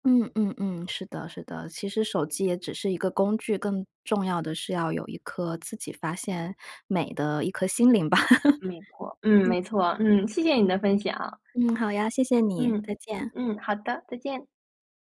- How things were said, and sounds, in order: laugh; tapping
- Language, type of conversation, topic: Chinese, podcast, 你有什么办法戒掉手机瘾、少看屏幕？